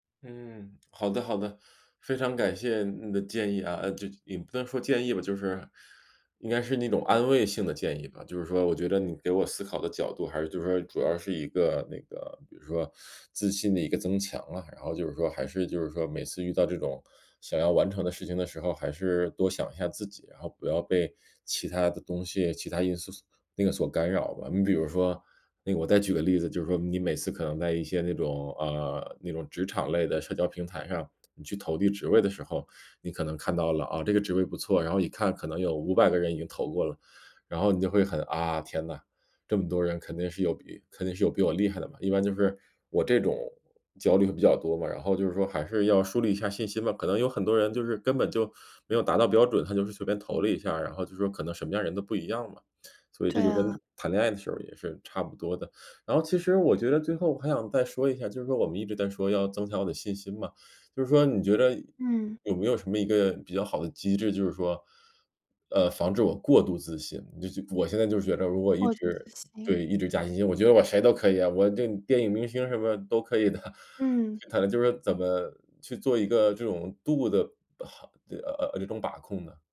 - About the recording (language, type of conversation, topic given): Chinese, advice, 我该如何在恋爱关系中建立自信和自我价值感？
- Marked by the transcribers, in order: laughing while speaking: "的"